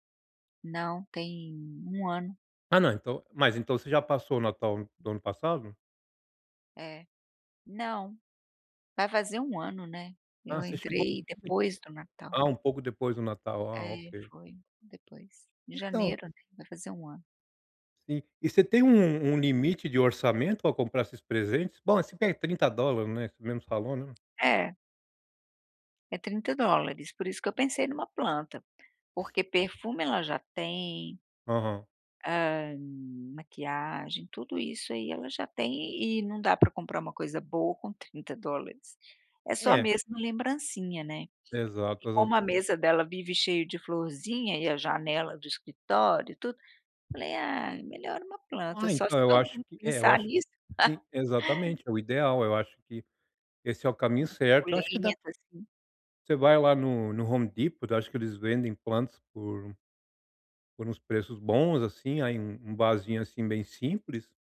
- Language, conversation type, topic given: Portuguese, advice, Como posso encontrar presentes significativos para pessoas diferentes?
- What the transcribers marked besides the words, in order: tapping; other background noise; chuckle